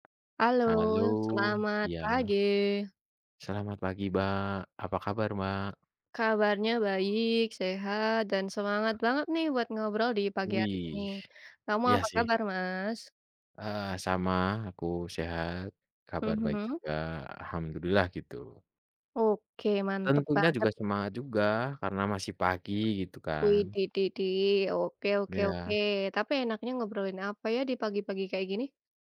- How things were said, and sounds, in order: tapping; other background noise
- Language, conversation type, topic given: Indonesian, unstructured, Bagaimana kamu menanggapi makanan kedaluwarsa yang masih dijual?